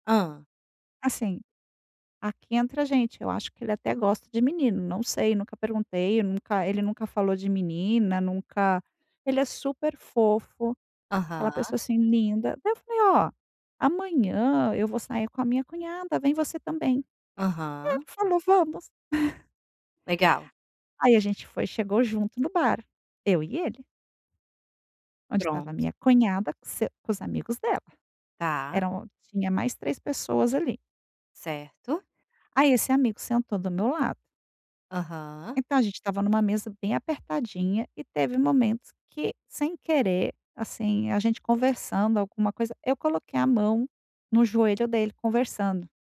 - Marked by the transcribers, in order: tapping; chuckle; other background noise
- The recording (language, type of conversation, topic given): Portuguese, advice, Como posso lidar com um término recente e a dificuldade de aceitar a perda?